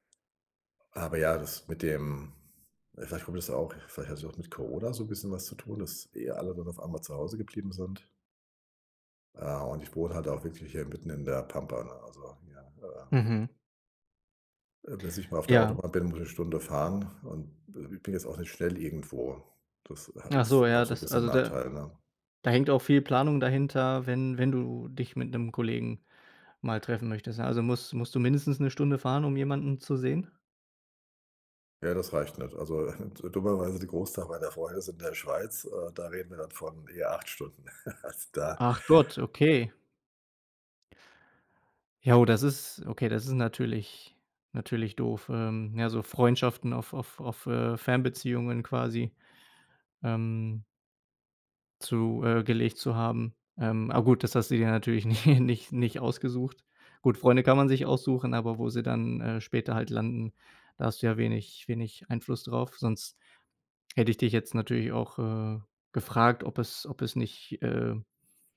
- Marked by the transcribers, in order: chuckle; chuckle; laughing while speaking: "nicht"
- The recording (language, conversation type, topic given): German, advice, Wie kann ich mit Einsamkeit trotz Arbeit und Alltag besser umgehen?